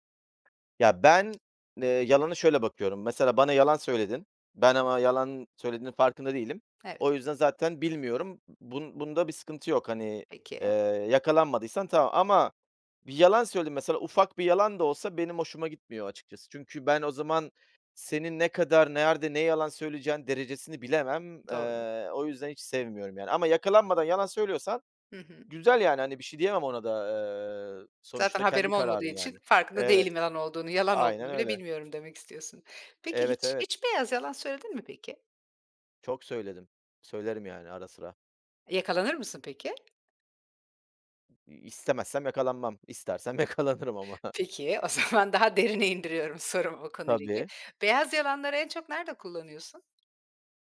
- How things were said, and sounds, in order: tapping; other background noise; other noise; laughing while speaking: "yakalanırım ama"; laughing while speaking: "o zaman daha derine indiriyorum sorumu"
- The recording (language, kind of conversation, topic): Turkish, podcast, Kibarlık ile dürüstlük arasında nasıl denge kurarsın?